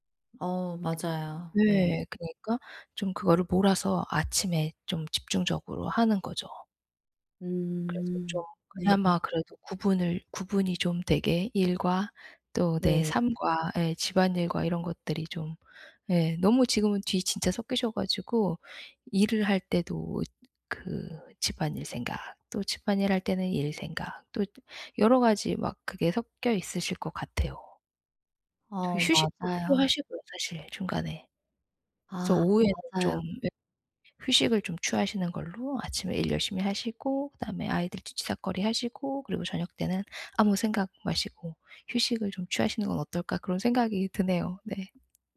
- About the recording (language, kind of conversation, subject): Korean, advice, 일과 가족의 균형을 어떻게 맞출 수 있을까요?
- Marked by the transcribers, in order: other background noise